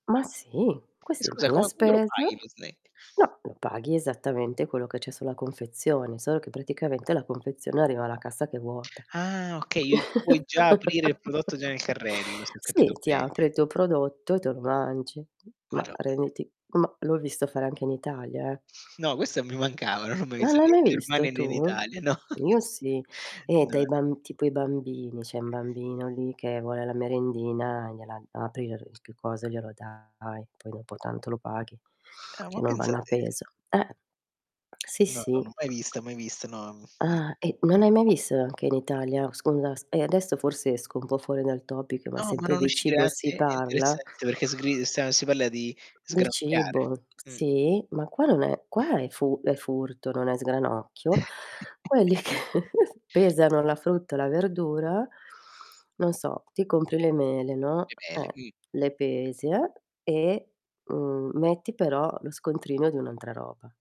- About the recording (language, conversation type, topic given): Italian, unstructured, Qual è lo snack che preferisci sgranocchiare mentre cucini?
- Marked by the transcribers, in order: tapping; distorted speech; chuckle; other background noise; laughing while speaking: "No"; chuckle; static; unintelligible speech; in English: "topic"; unintelligible speech; chuckle; laughing while speaking: "che"; chuckle; "Quindi" said as "quini"